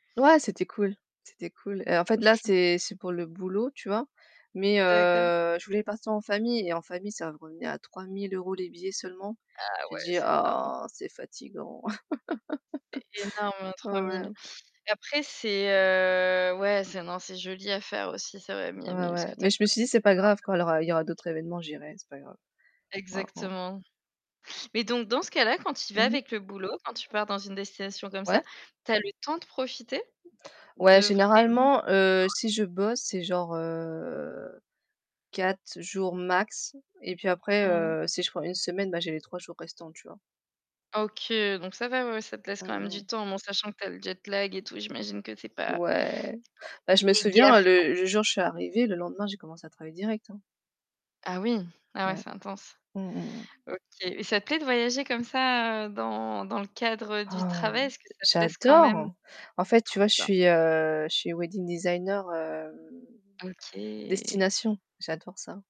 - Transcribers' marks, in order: laugh; put-on voice: "ah"; distorted speech; laugh; unintelligible speech; other background noise; tapping; drawn out: "heu"; unintelligible speech; gasp; drawn out: "OK"
- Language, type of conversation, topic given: French, unstructured, As-tu une destination de rêve que tu aimerais visiter un jour ?